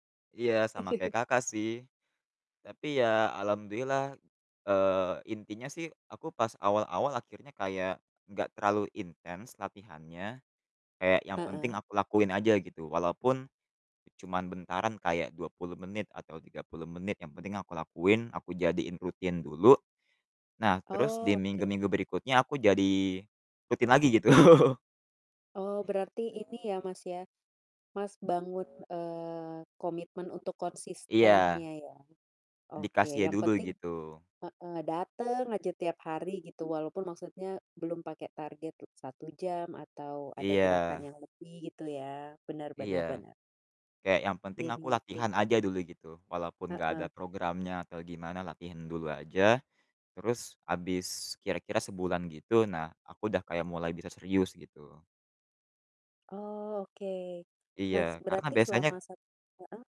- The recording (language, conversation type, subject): Indonesian, unstructured, Bagaimana cara memotivasi diri agar tetap aktif bergerak?
- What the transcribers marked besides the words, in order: chuckle; other background noise; distorted speech; laughing while speaking: "gitu"